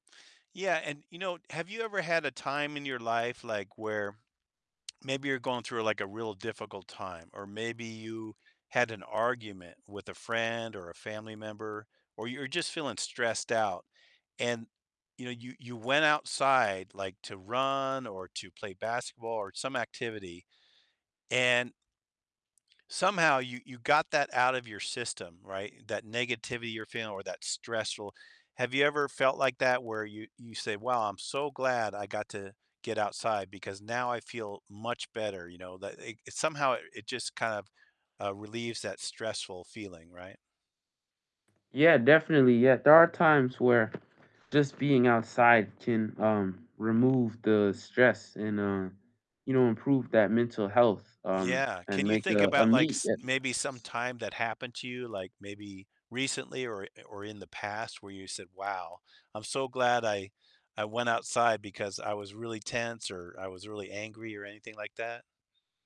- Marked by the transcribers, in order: distorted speech; other background noise; tapping
- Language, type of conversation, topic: English, unstructured, What is your favorite way to enjoy time outdoors?